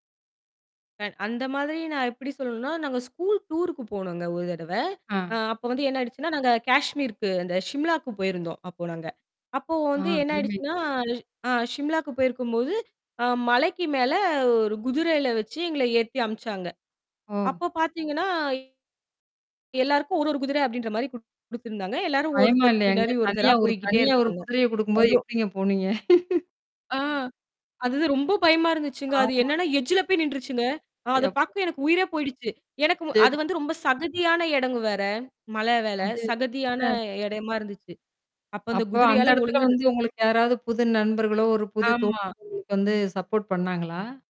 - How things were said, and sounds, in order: static; in English: "ஸ்கூல் டூர்க்கு"; distorted speech; unintelligible speech; laugh; afraid: "அது என்னன்னா எட்ஜுல போய் நிண்டுருச்சுங்க"; in English: "எட்ஜுல"; "மலமேல" said as "மலவேல"; tapping; in English: "சப்போர்ட்"
- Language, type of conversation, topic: Tamil, podcast, புதிய இடத்தில் புதிய நண்பர்களைச் சந்திக்க நீங்கள் என்ன செய்கிறீர்கள்?